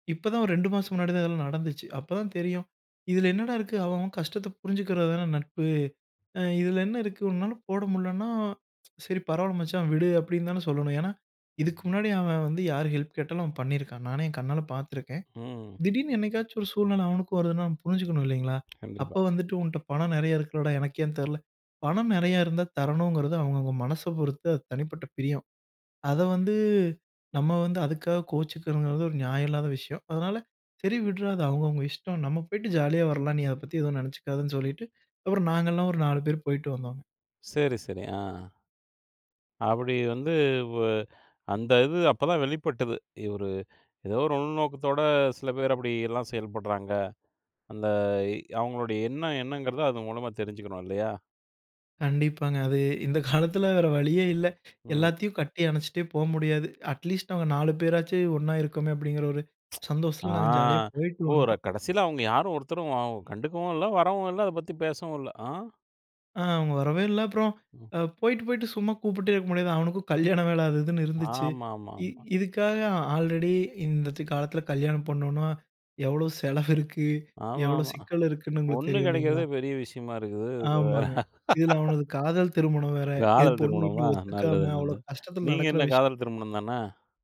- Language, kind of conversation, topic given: Tamil, podcast, நட்பை பேணுவதற்கு அவசியமான ஒரு பழக்கம் என்ன என்று நீங்கள் நினைக்கிறீர்கள்?
- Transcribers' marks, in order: in English: "ஹெல்ப்"; laughing while speaking: "காலத்தில"; in English: "அட்லீஸ்ட்"; tsk; other noise; in English: "ஆல்ரெடி"; laughing while speaking: "செலவு இருக்கு"; laugh; laughing while speaking: "பொண்ணு"